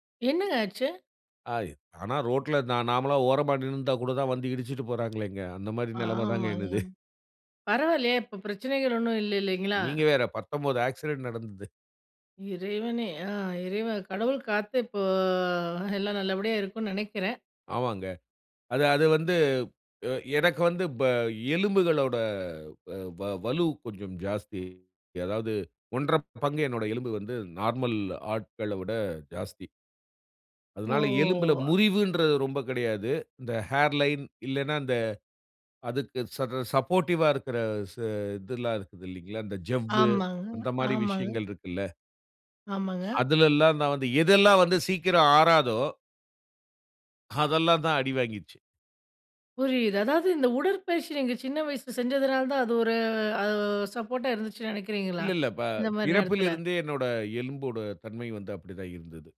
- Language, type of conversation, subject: Tamil, podcast, உங்கள் உடற்பயிற்சி பழக்கத்தை எப்படி உருவாக்கினீர்கள்?
- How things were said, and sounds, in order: sad: "இறைவனே!"; drawn out: "இப்போ"; in English: "நார்மல்"; in English: "ஹேர் லைன்"; in English: "சப்போர்ட்டிவ்‌வா"; drawn out: "ஓ!"; in English: "ஹேர் லைன்"; in English: "சப்போர்ட்டிவ்"; "இது எல்லாம்" said as "இதுலாம்"; "அதெல்லாம்" said as "அதுலல்லாம்"; in English: "சப்போர்ட்டா"